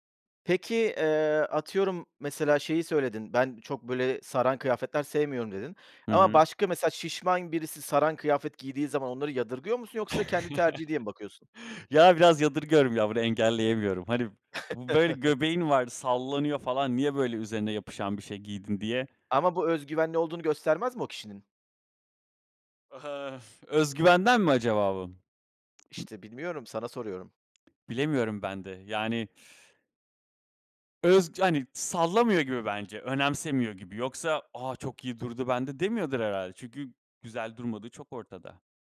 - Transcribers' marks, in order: chuckle; chuckle; other background noise; exhale; tapping; unintelligible speech
- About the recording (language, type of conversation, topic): Turkish, podcast, Kıyafetler özgüvenini nasıl etkiler sence?